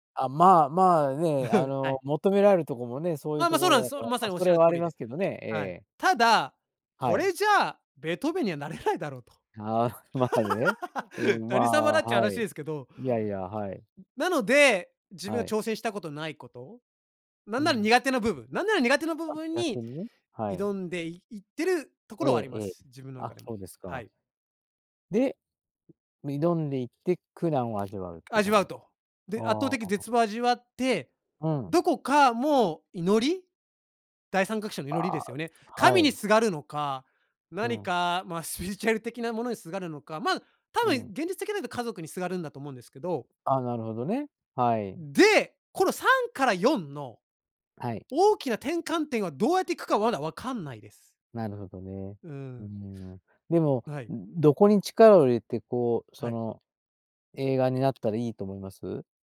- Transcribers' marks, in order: chuckle; laughing while speaking: "まあね"; tapping; laugh; other noise; other background noise
- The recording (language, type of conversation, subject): Japanese, podcast, 自分の人生を映画にするとしたら、主題歌は何ですか？